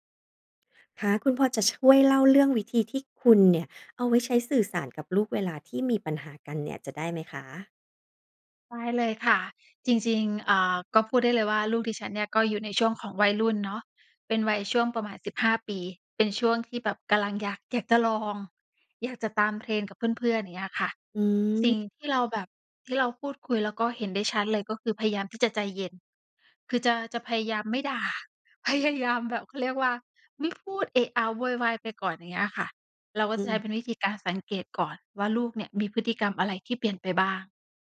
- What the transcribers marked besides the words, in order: laughing while speaking: "พยายามแบบ"
- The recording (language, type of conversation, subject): Thai, podcast, เล่าเรื่องวิธีสื่อสารกับลูกเวลามีปัญหาได้ไหม?